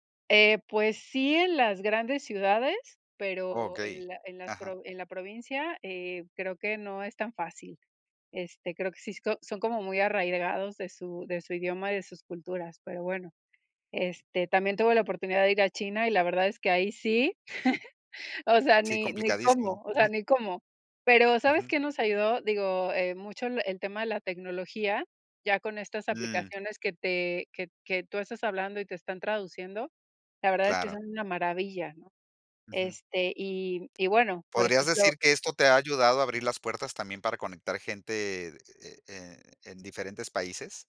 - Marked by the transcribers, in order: "arraigados" said as "arraidegados"; chuckle
- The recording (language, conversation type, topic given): Spanish, podcast, ¿Cómo conectas con gente del lugar cuando viajas?